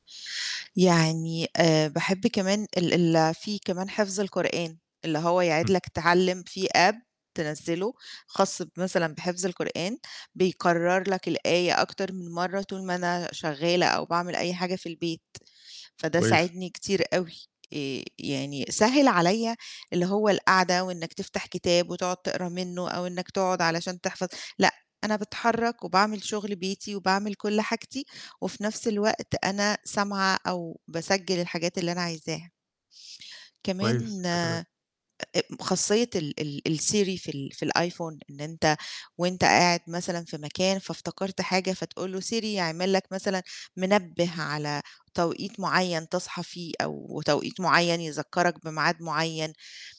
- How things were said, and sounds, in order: in English: "App"
- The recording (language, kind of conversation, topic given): Arabic, podcast, إزاي بتستخدم التكنولوجيا عشان تِسهّل تعلّمك كل يوم؟